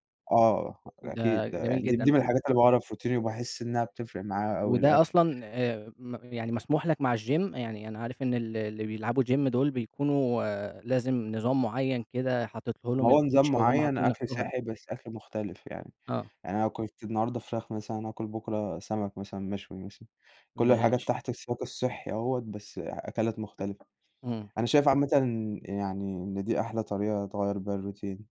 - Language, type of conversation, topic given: Arabic, podcast, إيه روتينك الصبح من أول ما بتصحى لحد ما تبدأ يومك؟
- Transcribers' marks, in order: in English: "الGym؟"; in English: "Gym"; in English: "الCoach"; other background noise; tapping